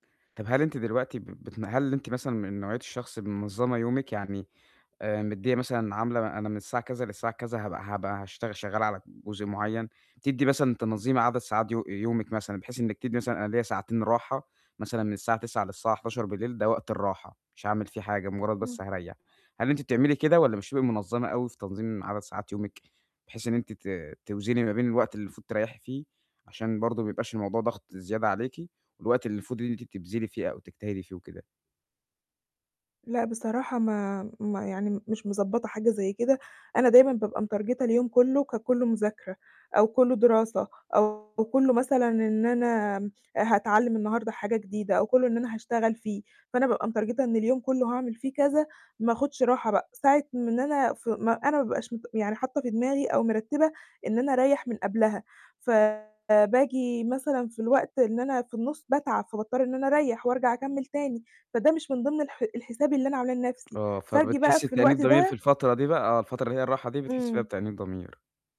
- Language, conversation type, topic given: Arabic, advice, إزاي أتعلم أرتاح وأزود إنتاجيتي من غير ما أحس بالذنب؟
- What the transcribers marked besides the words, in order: static; in English: "مترجتة"; distorted speech; in English: "مترجتة"; tapping